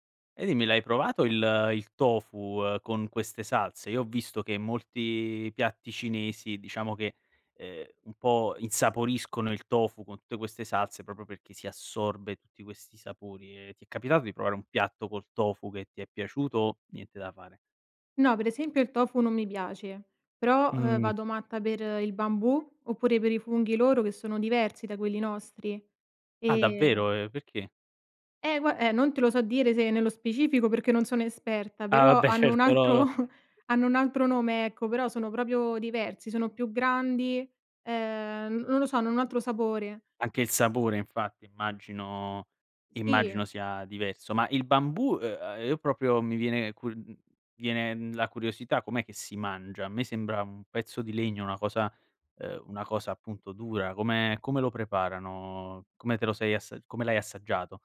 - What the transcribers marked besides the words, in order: laughing while speaking: "altro"; "proprio" said as "propio"
- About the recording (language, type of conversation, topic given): Italian, podcast, Raccontami di una volta in cui il cibo ha unito persone diverse?
- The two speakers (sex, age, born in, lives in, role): female, 25-29, Italy, Italy, guest; male, 25-29, Italy, Italy, host